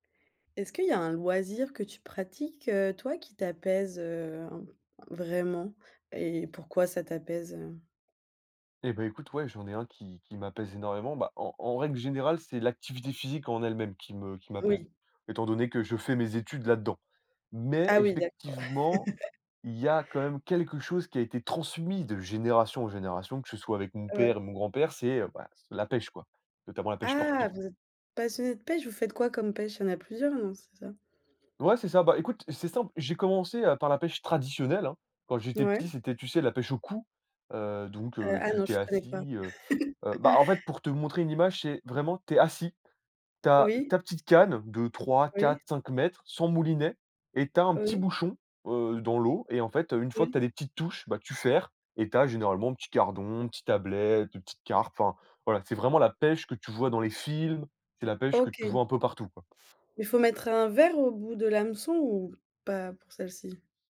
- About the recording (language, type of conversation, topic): French, podcast, Peux-tu me parler d’un loisir qui t’apaise vraiment, et m’expliquer pourquoi ?
- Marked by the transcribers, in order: laugh; laugh; stressed: "films"; other background noise